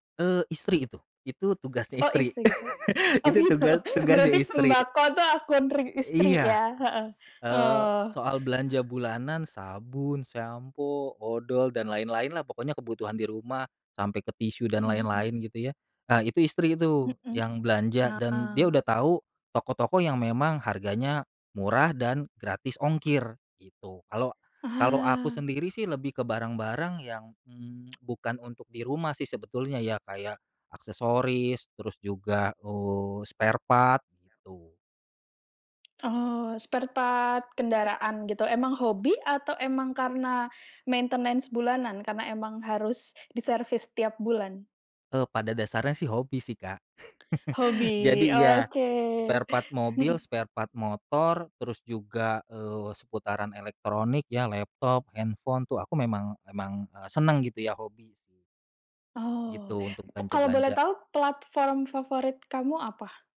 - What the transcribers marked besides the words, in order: chuckle; laughing while speaking: "Oh, gitu"; tapping; tsk; in English: "sparepart"; other background noise; in English: "sparepart"; in English: "maintenance"; chuckle; in English: "sparepart"; in English: "sparepart"
- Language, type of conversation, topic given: Indonesian, podcast, Apa pengalaman belanja online kamu yang paling berkesan?